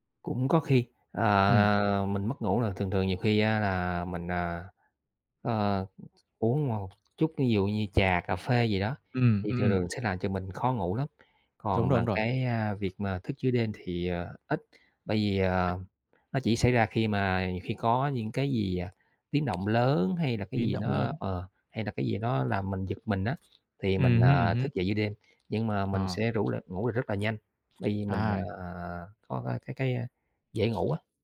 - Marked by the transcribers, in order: unintelligible speech; tapping; other background noise
- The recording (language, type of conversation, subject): Vietnamese, podcast, Bạn thường làm gì để ngủ ngon vào ban đêm?